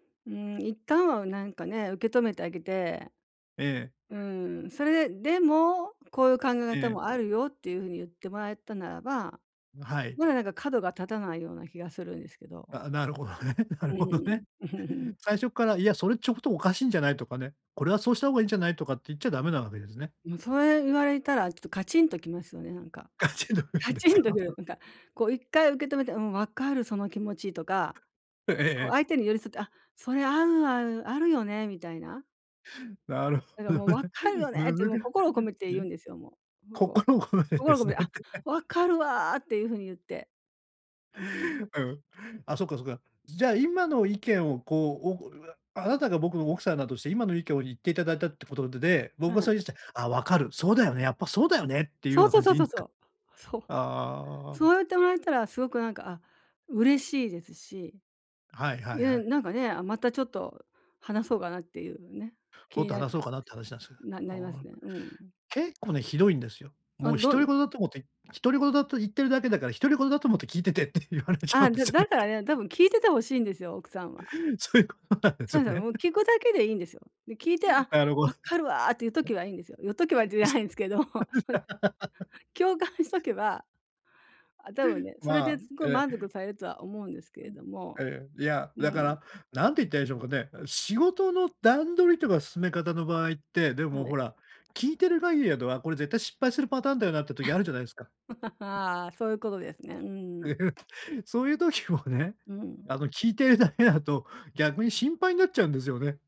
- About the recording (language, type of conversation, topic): Japanese, advice, パートナーとの会話で不安をどう伝えればよいですか？
- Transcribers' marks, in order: laughing while speaking: "なるほどね、なるほどね"; chuckle; laughing while speaking: "カチンとくるんですか"; other noise; laughing while speaking: "なるほどね。難しいすね。心ことでですねって"; tapping; unintelligible speech; laughing while speaking: "言われちゃうんですよね"; laughing while speaking: "そういうことなんですよね"; laughing while speaking: "言っとけばじゃないんですけど、ほん 共感しとけば"; laugh; laugh; chuckle; laugh; laughing while speaking: "そういう時もね"